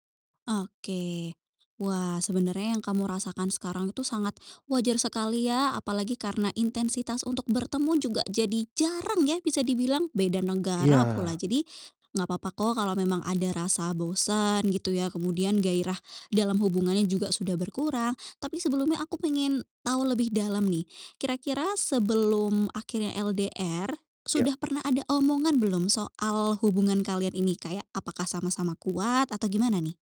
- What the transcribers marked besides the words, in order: distorted speech
- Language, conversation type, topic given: Indonesian, advice, Bagaimana cara mengatasi rasa bosan atau hilangnya gairah dalam hubungan jangka panjang?